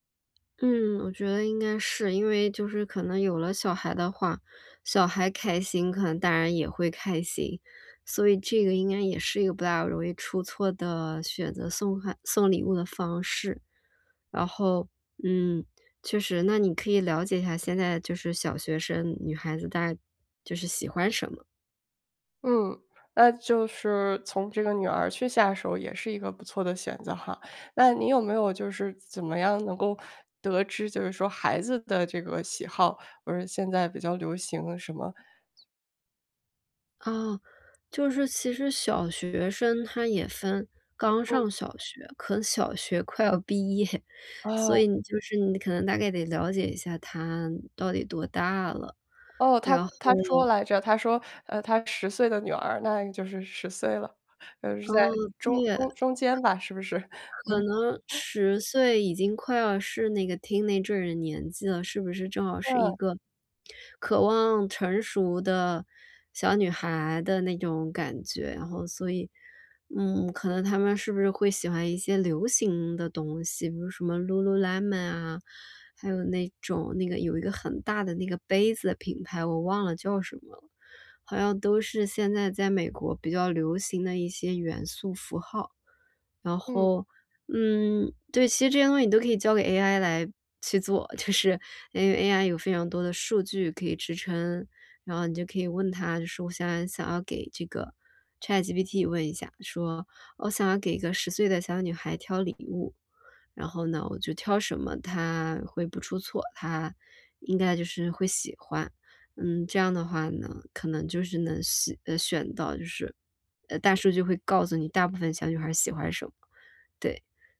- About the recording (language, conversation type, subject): Chinese, advice, 怎样挑选礼物才能不出错并让对方满意？
- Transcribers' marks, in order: laughing while speaking: "业"; other background noise; chuckle; in English: "teenager"; laughing while speaking: "就是"